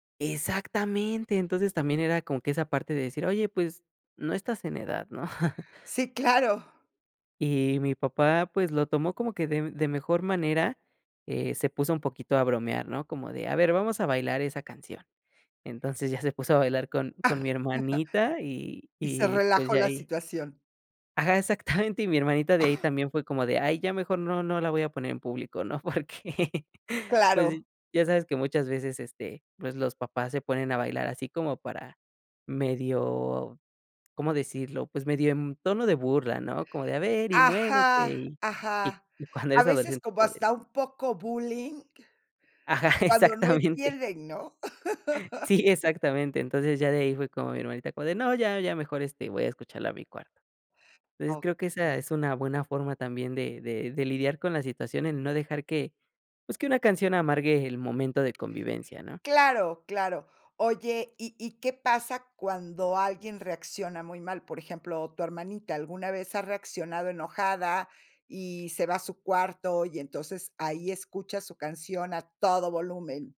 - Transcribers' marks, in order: laughing while speaking: "¿no?"; chuckle; laugh; laughing while speaking: "exactamente"; cough; tapping; laughing while speaking: "Porque"; laughing while speaking: "Ajá, exactamente"; laugh
- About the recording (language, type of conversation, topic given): Spanish, podcast, ¿Cómo manejas las canciones que a algunas personas les encantan y a otras no les gustan?